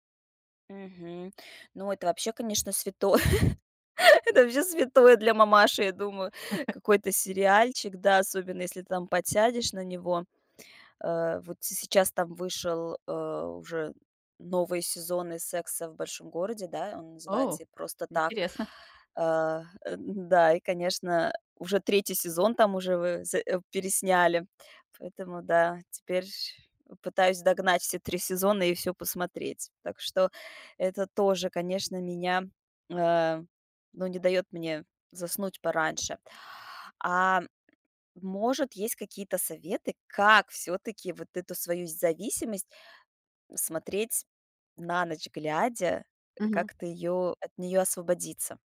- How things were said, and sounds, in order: laughing while speaking: "святое. Это вообще святое"; chuckle; other noise
- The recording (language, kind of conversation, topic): Russian, advice, Мешают ли вам гаджеты и свет экрана по вечерам расслабиться и заснуть?
- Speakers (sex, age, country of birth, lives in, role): female, 40-44, Russia, United States, advisor; female, 40-44, Russia, United States, user